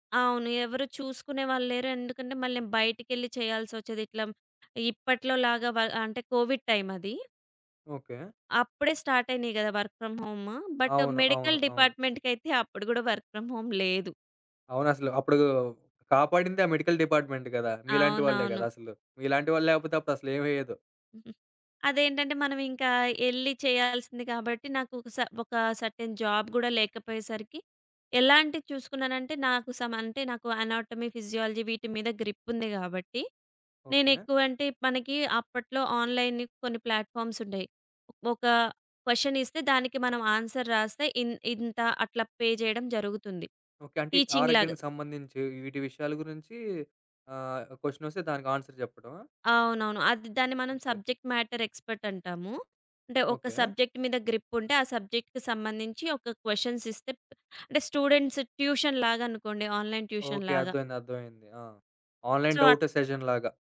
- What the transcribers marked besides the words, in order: in English: "కోవిడ్"; in English: "వర్క్ ఫ్ర‌మ్ హోమ్. బట్ మెడికల్ డిపార్ట్‌మేంట్‌కైతే"; in English: "వర్క్ ఫ్ర‌మ్ హోమ్"; in English: "మెడికల్ డిపార్ట్మెంట్"; other background noise; in English: "సెర్‌టైన్ జాబ్"; in English: "సమ్"; in English: "అనాటమీ, ఫిజియాలజీ"; in English: "గ్రిప్"; in English: "ఆన్‌లైన్"; in English: "క్వెషన్"; in English: "ఆన్సర్"; in English: "పే"; in English: "టీచింగ్"; in English: "ఆన్సర్"; in English: "సబ్జెక్ట్ మ్యాటర్ ఎక్స‌పర్ట్"; in English: "సబ్జెక్ట్"; in English: "గ్రిప్"; in English: "సబ్జెక్ట్‌కి"; in English: "క్వెషన్స్"; in English: "స్టూడెంట్స్ ట్యూషన్"; in English: "ఆన్‌లైన్ ట్యూషన్"; in English: "ఆన్‌లైన్ డబ్ట్‌డ్ సెషన్"; in English: "సో"
- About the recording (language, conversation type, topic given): Telugu, podcast, ఒత్తిడి సమయంలో ధ్యానం మీకు ఎలా సహాయపడింది?